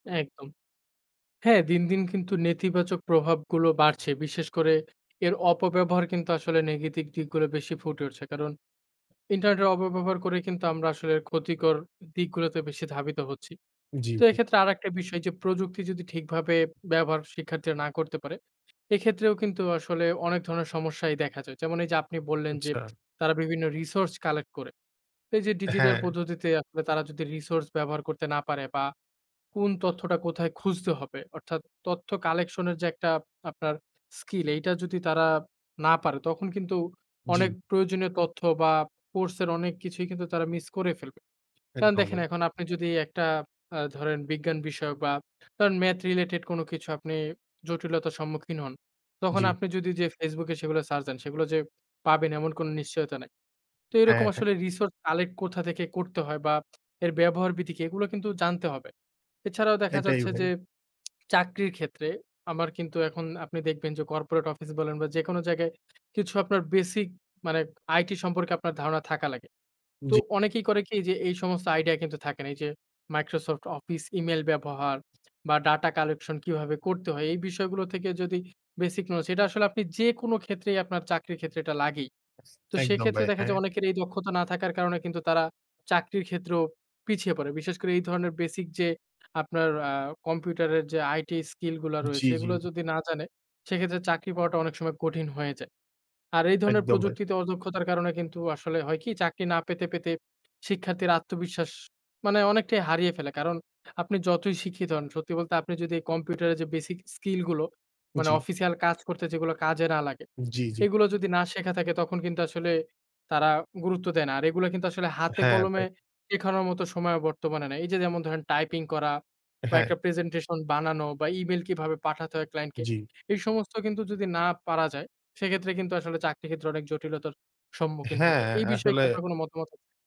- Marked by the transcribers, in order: tapping; other background noise
- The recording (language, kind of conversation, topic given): Bengali, unstructured, শিক্ষার্থীদের জন্য আধুনিক প্রযুক্তি ব্যবহার করা কতটা জরুরি?